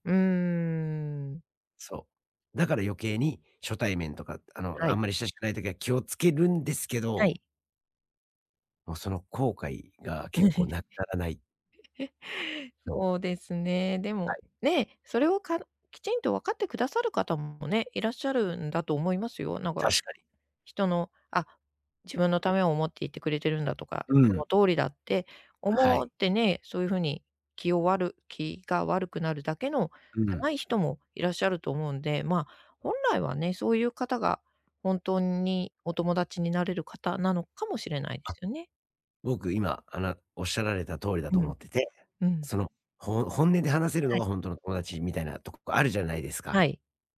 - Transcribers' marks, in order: chuckle
- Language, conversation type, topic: Japanese, advice, 相手の反応を気にして本音を出せないとき、自然に話すにはどうすればいいですか？